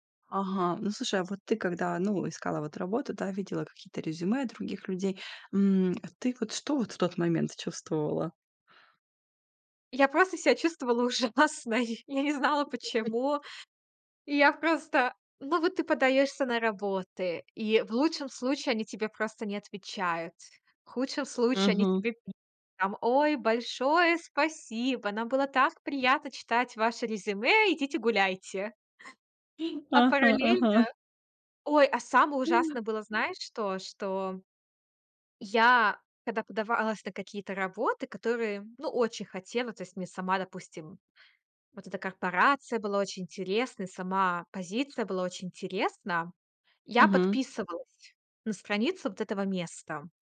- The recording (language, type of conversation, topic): Russian, podcast, Как перестать сравнивать себя с другими?
- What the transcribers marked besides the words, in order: tapping; laughing while speaking: "ужасно"; unintelligible speech; chuckle; other background noise; other noise